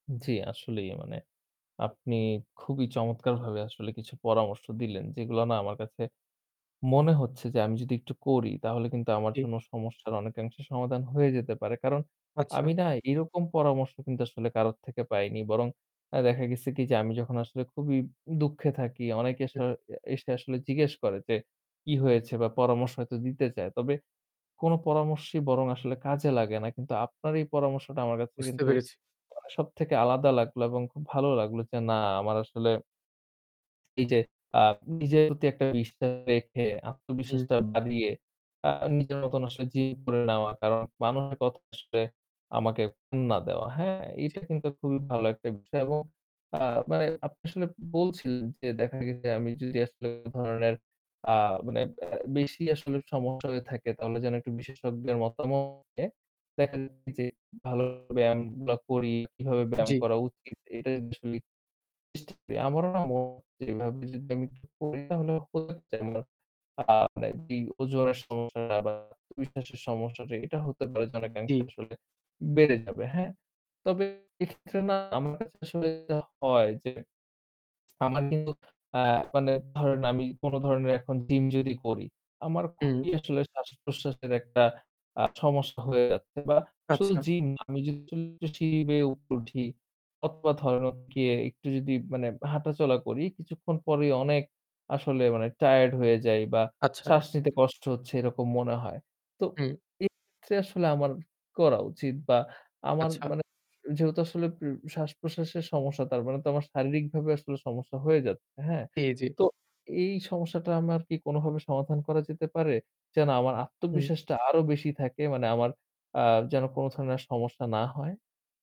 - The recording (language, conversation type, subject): Bengali, advice, জিমে গেলে লজ্জা লাগে এবং আত্মবিশ্বাস কমে যায়—এ সমস্যাটা কীভাবে কাটিয়ে উঠতে পারি?
- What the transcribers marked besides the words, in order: static; other background noise; distorted speech; "এইযে" said as "এইটে"; unintelligible speech; unintelligible speech; "জিম" said as "ডিম"